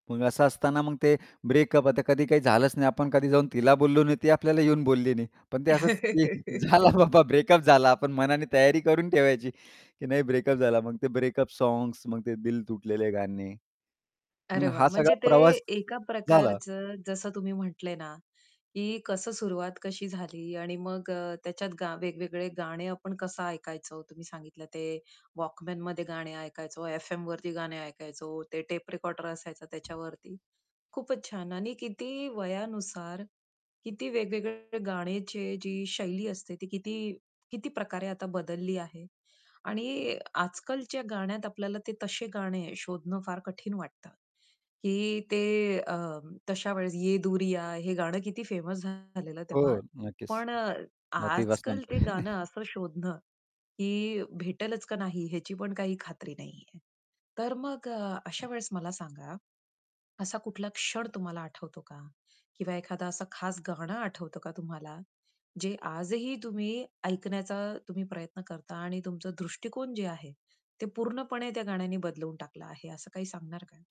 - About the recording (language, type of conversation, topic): Marathi, podcast, वय वाढत गेल्यावर गाण्यांबद्दलचं तुझं मत कसं बदललं?
- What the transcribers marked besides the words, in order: in English: "ब्रेकअप"; chuckle; laughing while speaking: "झाला बाबा ब्रेकअप झाला"; in English: "ब्रेकअप"; in English: "ब्रेकअप"; in English: "ब्रेकअप"; other background noise; distorted speech; in English: "फेमस"; chuckle; tapping